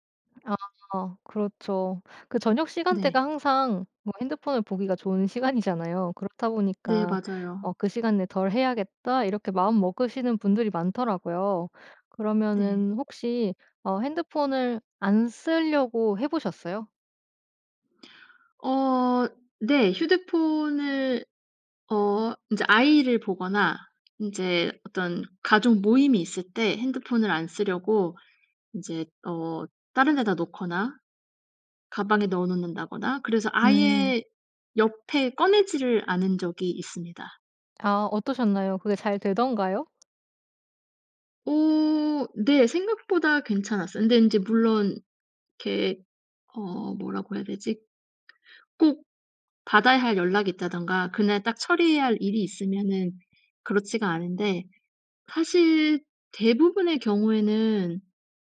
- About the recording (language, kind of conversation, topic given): Korean, podcast, 휴대폰 없이도 잘 집중할 수 있나요?
- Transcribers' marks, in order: other background noise; tapping